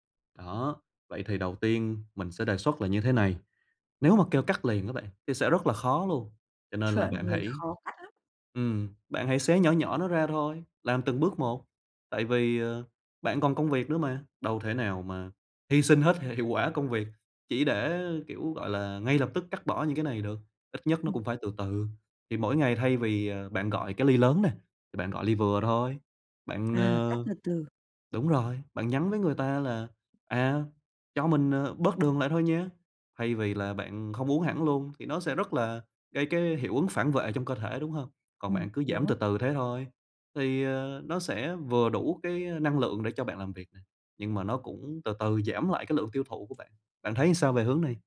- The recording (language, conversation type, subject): Vietnamese, advice, Làm sao để giảm tiêu thụ caffeine và đường hàng ngày?
- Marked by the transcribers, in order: tapping; "làm" said as "ừn"